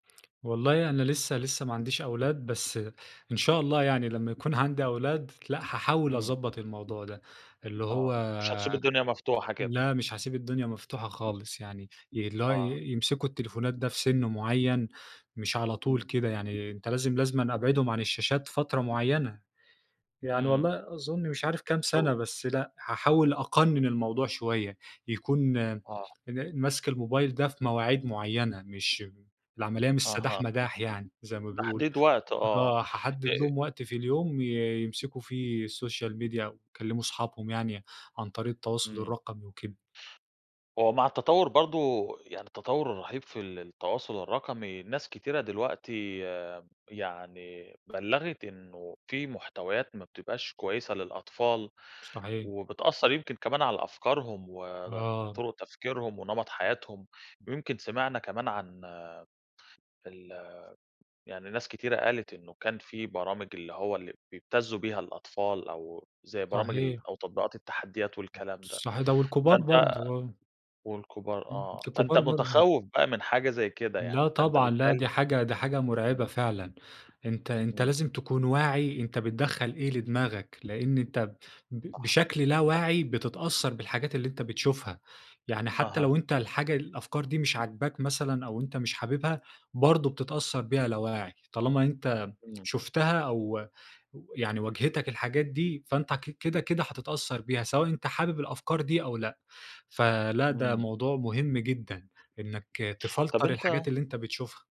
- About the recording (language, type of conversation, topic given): Arabic, podcast, إيه رأيك في تأثير التواصل الرقمي على العلاقات؟
- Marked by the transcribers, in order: tapping; unintelligible speech; in English: "السوشيال ميديا"; in English: "تفلتر"